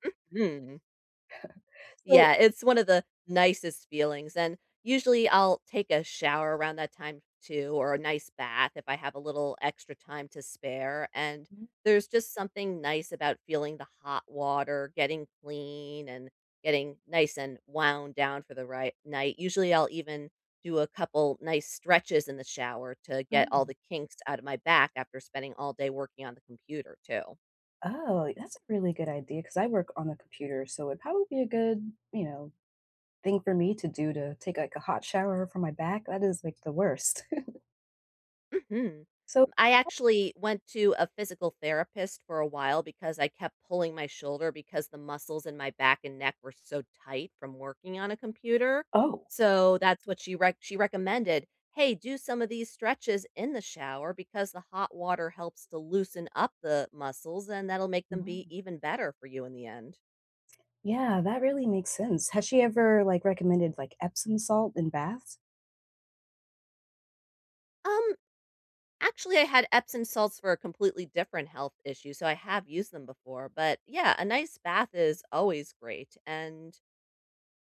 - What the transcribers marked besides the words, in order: chuckle; chuckle; other background noise; stressed: "have"
- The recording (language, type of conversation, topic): English, unstructured, What’s the best way to handle stress after work?